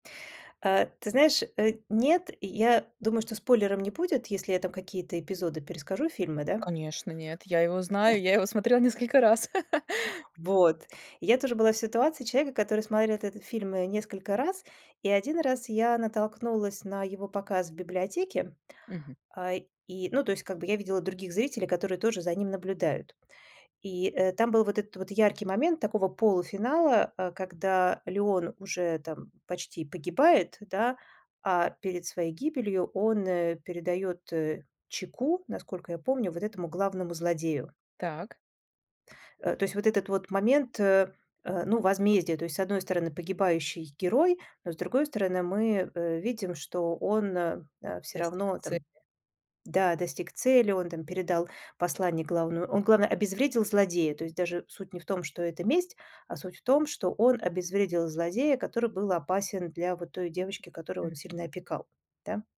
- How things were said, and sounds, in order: cough; chuckle; other noise
- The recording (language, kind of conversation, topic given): Russian, podcast, Что делает финал фильма по-настоящему удачным?